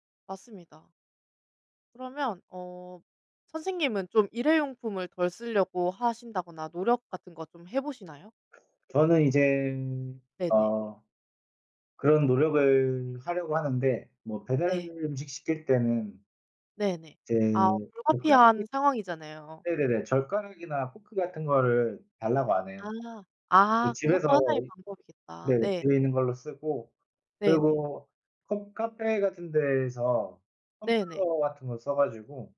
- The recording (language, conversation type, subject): Korean, unstructured, 환경 문제를 계속 무시한다면 우리의 미래는 어떻게 될까요?
- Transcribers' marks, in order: drawn out: "이젠"; drawn out: "노력을"